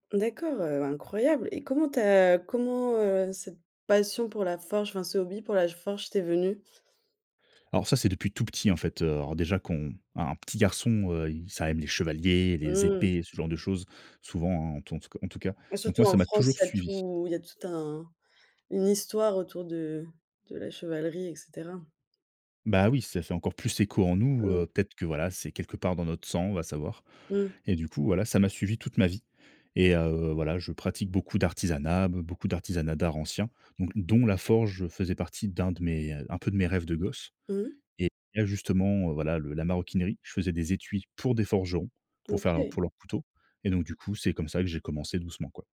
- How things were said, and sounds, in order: stressed: "chevaliers"; stressed: "épées"; stressed: "pour"
- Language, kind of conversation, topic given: French, podcast, Quel conseil donnerais-tu à quelqu’un qui débute ?